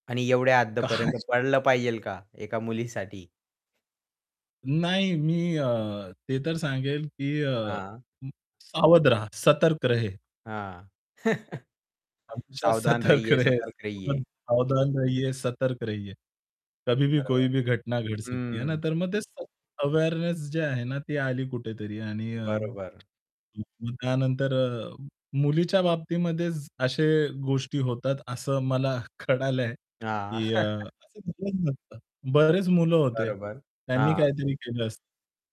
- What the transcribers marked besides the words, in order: anticipating: "काय?"; other background noise; in Hindi: "सतर्क रहे"; chuckle; in Hindi: "सावधान रहिये, सतर्क रहिये"; in Hindi: "हमेशा सतर्क रहे, सावधान रहिये … घटना घड सकती"; tapping; laughing while speaking: "सतर्क रहे"; in English: "अवेअरनेस"; static; unintelligible speech; laughing while speaking: "कळालंय"; distorted speech; chuckle
- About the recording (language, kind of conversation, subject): Marathi, podcast, सामान हरवल्यावर तुम्हाला काय अनुभव आला?